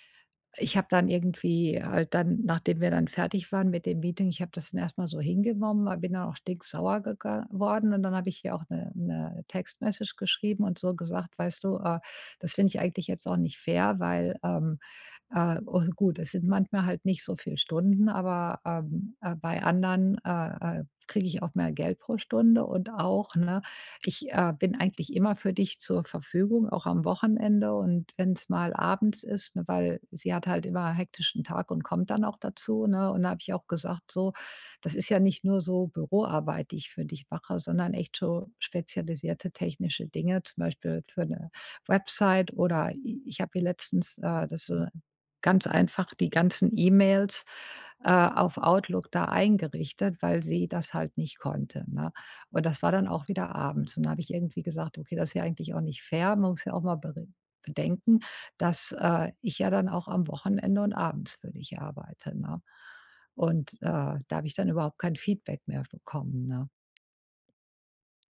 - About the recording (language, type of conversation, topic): German, advice, Wie kann ich Kritik annehmen, ohne sie persönlich zu nehmen?
- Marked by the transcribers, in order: in English: "Text-Message"